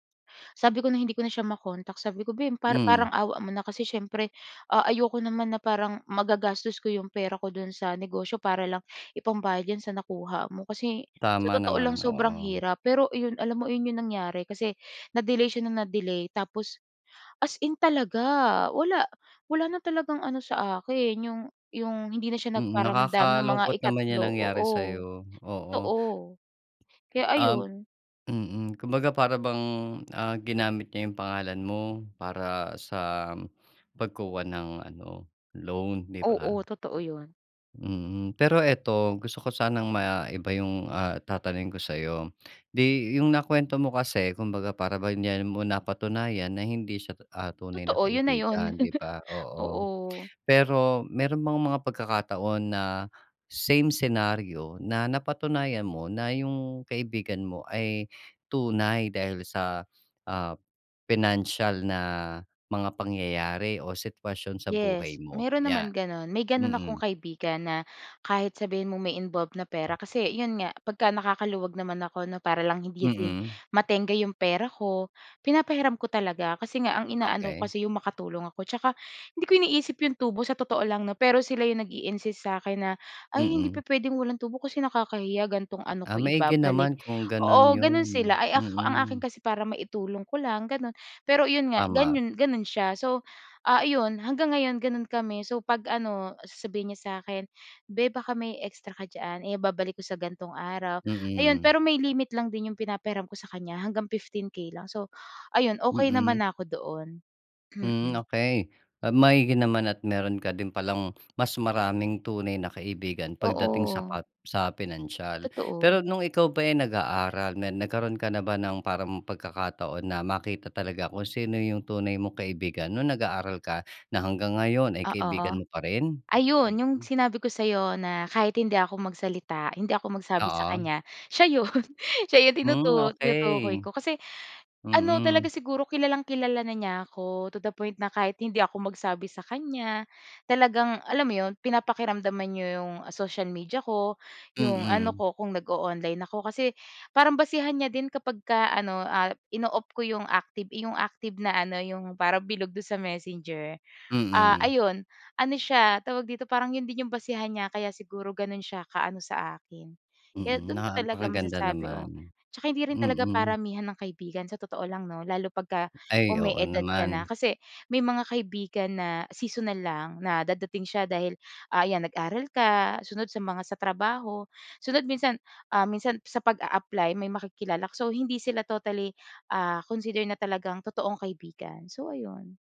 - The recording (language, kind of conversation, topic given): Filipino, podcast, Anong pangyayari ang nagbunyag kung sino ang mga tunay mong kaibigan?
- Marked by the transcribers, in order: tapping; chuckle; laughing while speaking: "siya 'yon"